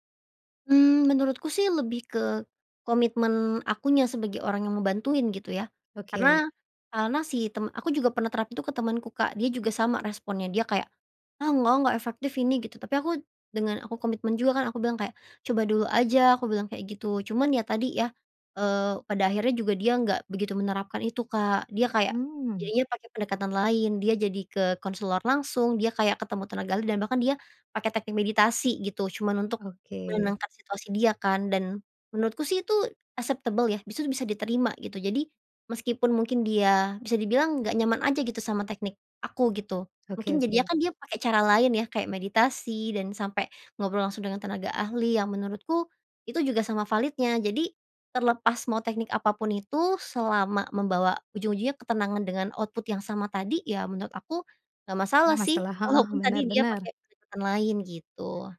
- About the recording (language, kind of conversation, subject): Indonesian, podcast, Bagaimana mindfulness dapat membantu saat bekerja atau belajar?
- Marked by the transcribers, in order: other background noise; tapping; in English: "acceptable"; in English: "output"